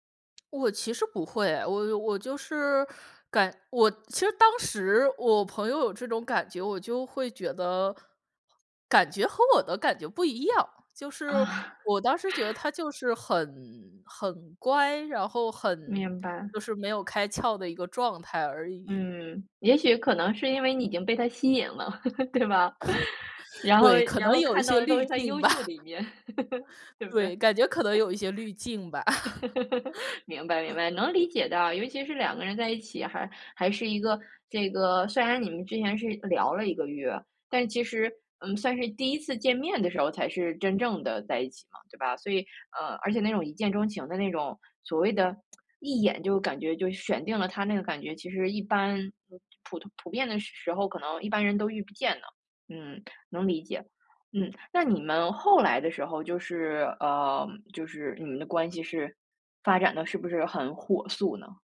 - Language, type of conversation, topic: Chinese, podcast, 你能讲讲你第一次遇见未来伴侣的故事吗？
- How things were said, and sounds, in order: other background noise; laughing while speaking: "啊"; chuckle; chuckle; laughing while speaking: "对吗？"; chuckle; laughing while speaking: "吧"; chuckle; laughing while speaking: "对不对？"; laugh; laugh; tsk